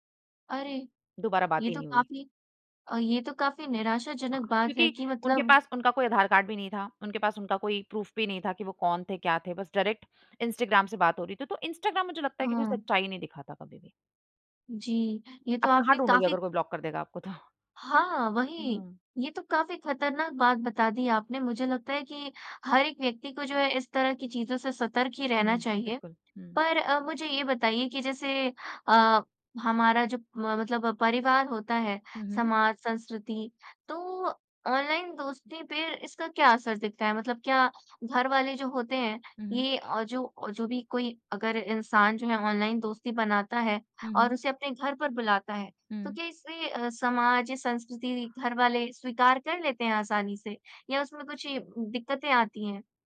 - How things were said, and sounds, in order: in English: "प्रूफ"; in English: "डायरेक्ट"; in English: "ब्लॉक"
- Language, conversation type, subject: Hindi, podcast, ऑनलाइन दोस्तों और असली दोस्तों में क्या फर्क लगता है?